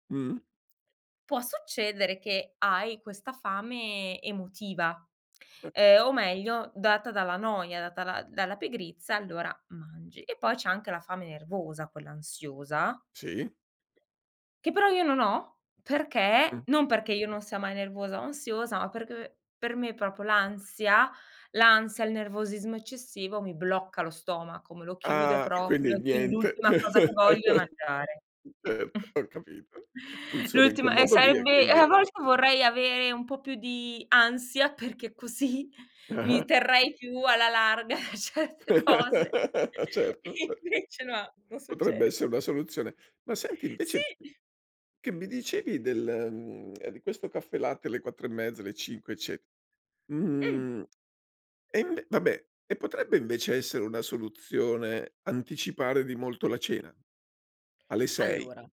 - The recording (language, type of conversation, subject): Italian, podcast, Come fai a distinguere la fame vera dalle voglie emotive?
- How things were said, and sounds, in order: chuckle; tapping; chuckle; "sarebbe" said as "saebbe"; laughing while speaking: "perché così, mi terrei più alla larga certe cose. Invece no"; laugh; chuckle